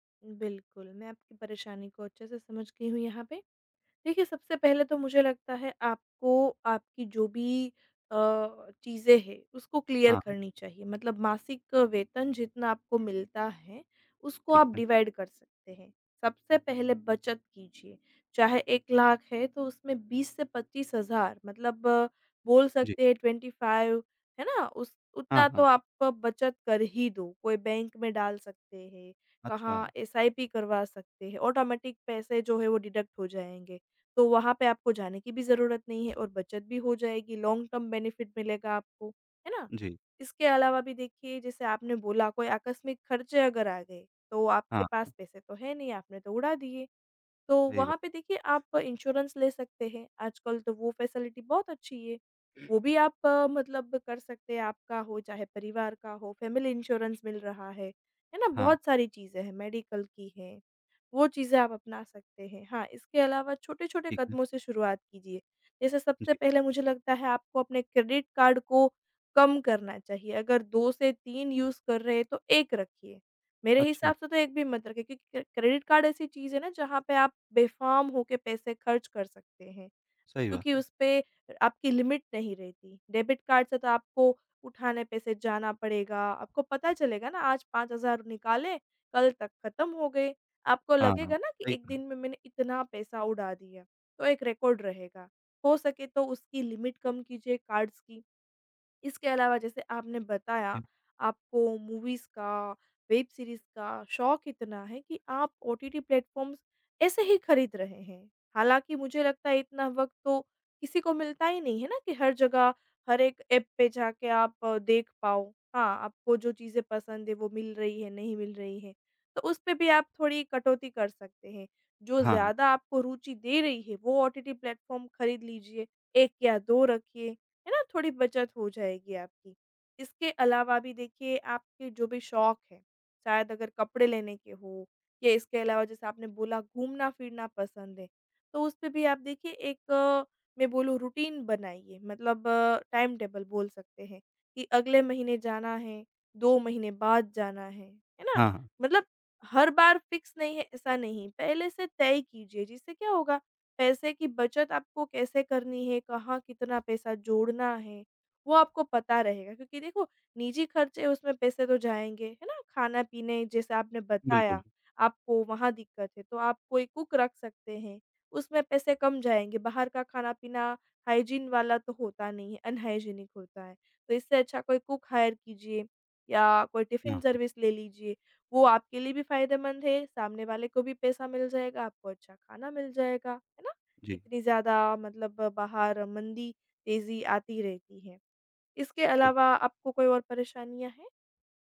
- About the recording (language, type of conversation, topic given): Hindi, advice, मासिक खर्चों का हिसाब न रखने की आदत के कारण आपको किस बात का पछतावा होता है?
- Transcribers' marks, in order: in English: "क्लियर"; in English: "डिवाइड"; in English: "ट्वेंटी फाइव"; in English: "ऑटोमेटिक"; in English: "डिडक्ट"; in English: "लॉन्ग टर्म बेनिफिट"; tapping; in English: "इंश्योरेंस"; in English: "फैसिलिटी"; in English: "फैमिली इंश्योरेंस"; in English: "मेडिकल"; in English: "यूज़"; in English: "लिमिट"; in English: "रिकॉर्ड"; in English: "लिमिट"; in English: "कार्ड्स"; in English: "मूवीज़"; in English: "वेब सीरीज़"; in English: "प्लेटफॉर्म्स"; in English: "प्लेटफॉर्म"; in English: "रूटीन"; in English: "टाइम-टेबल"; in English: "फिक्स"; in English: "कुक"; in English: "हाइजीन"; in English: "अनहाइजीनिक"; in English: "कुक हायर"; in English: "टिफिन सर्विस"